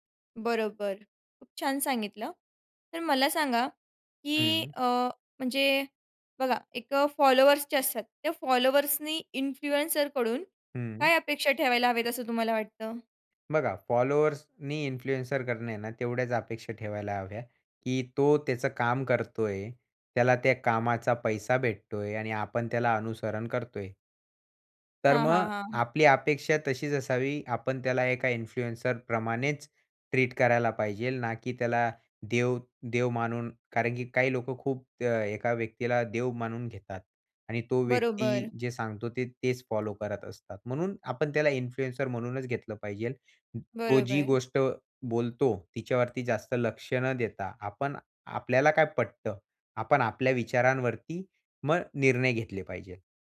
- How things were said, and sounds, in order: in English: "इन्फ्लुएन्सर"; in English: "इन्फ्लुएन्सर"; in English: "इन्फ्लुएन्सर"; in English: "इन्फ्लुएन्सर"
- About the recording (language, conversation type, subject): Marathi, podcast, इन्फ्लुएन्सर्सकडे त्यांच्या कंटेंटबाबत कितपत जबाबदारी असावी असं तुम्हाला वाटतं?